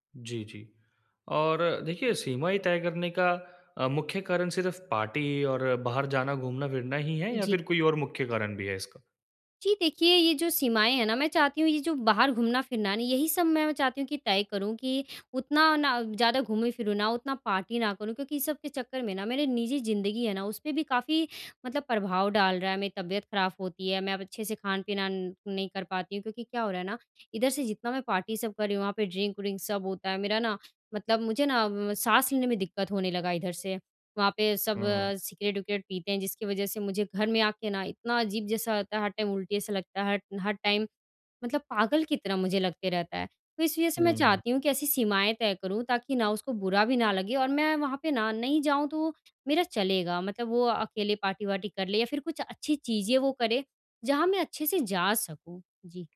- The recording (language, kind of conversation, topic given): Hindi, advice, दोस्ती में बिना बुरा लगे सीमाएँ कैसे तय करूँ और अपनी आत्म-देखभाल कैसे करूँ?
- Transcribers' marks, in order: in English: "पार्टी"; in English: "पार्टी"; "ख़राब" said as "खराफ़"; in English: "पार्टी"; in English: "ड्रिंक"; in English: "टाइम"; in English: "टाइम"; in English: "पार्टी"